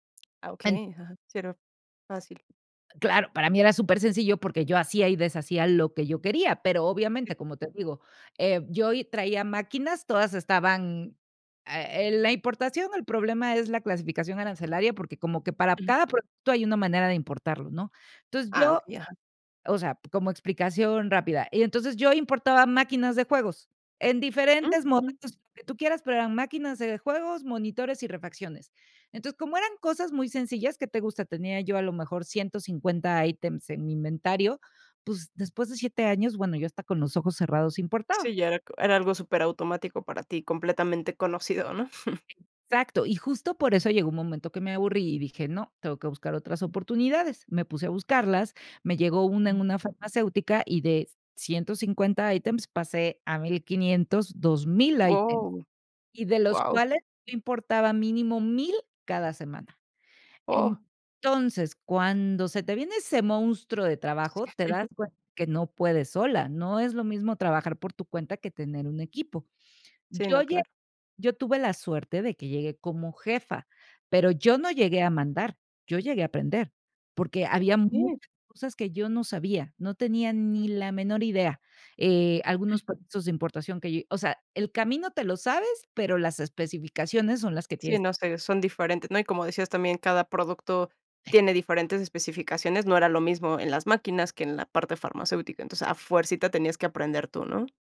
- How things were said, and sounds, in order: other background noise; chuckle; tapping
- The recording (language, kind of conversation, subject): Spanish, podcast, ¿Te gusta más crear a solas o con más gente?